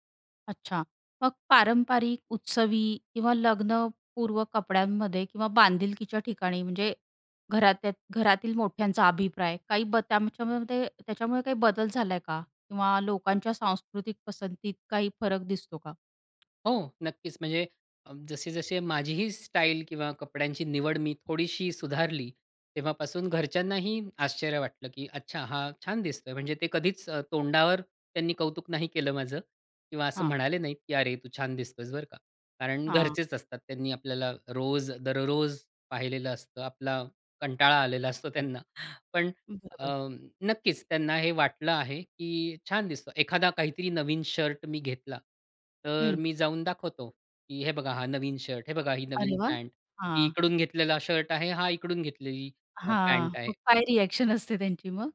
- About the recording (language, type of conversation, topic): Marathi, podcast, सामाजिक माध्यमांमुळे तुमची कपड्यांची पसंती बदलली आहे का?
- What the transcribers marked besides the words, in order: tapping; other background noise; laughing while speaking: "आलेला असतो"; in English: "रिॲक्शन"; laughing while speaking: "असते"